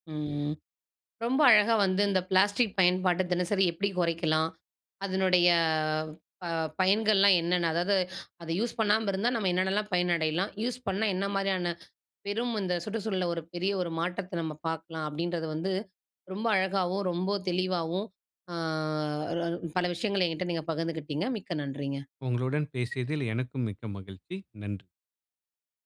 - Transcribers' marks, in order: drawn out: "அதனுடைய"; drawn out: "ஆ"; "அதாவது" said as "அராவு"
- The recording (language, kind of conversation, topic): Tamil, podcast, பிளாஸ்டிக் பயன்பாட்டை தினசரி எப்படி குறைக்கலாம்?